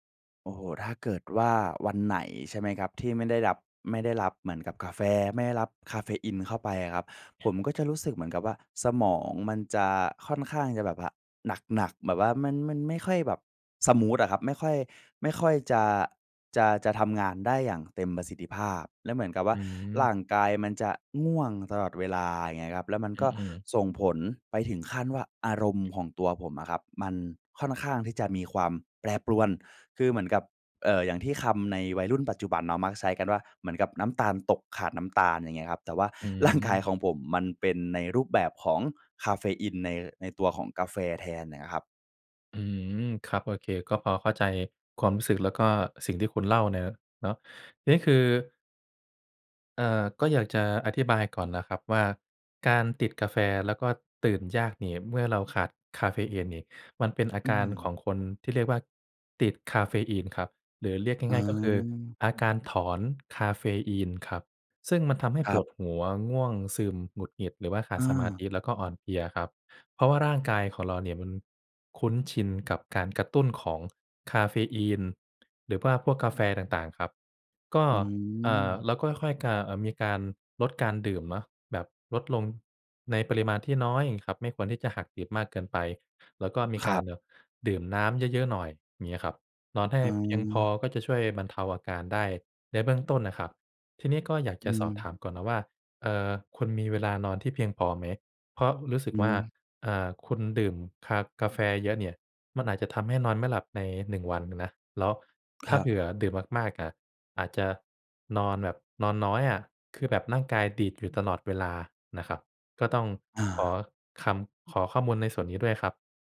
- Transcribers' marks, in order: laughing while speaking: "ร่างกาย"
- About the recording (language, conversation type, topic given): Thai, advice, คุณติดกาแฟและตื่นยากเมื่อขาดคาเฟอีน ควรปรับอย่างไร?